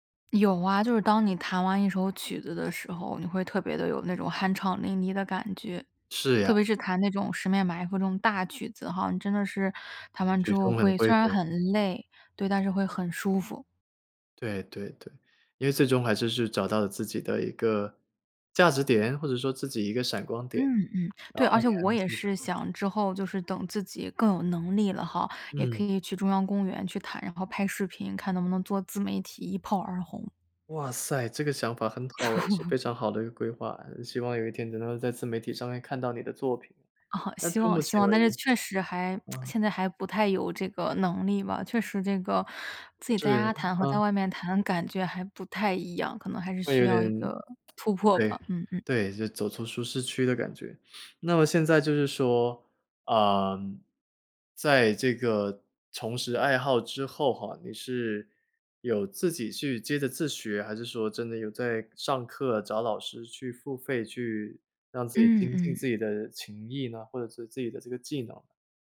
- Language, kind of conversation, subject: Chinese, podcast, 你平常有哪些能让你开心的小爱好？
- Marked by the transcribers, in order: unintelligible speech; laugh; laughing while speaking: "啊"; lip smack; other background noise; sniff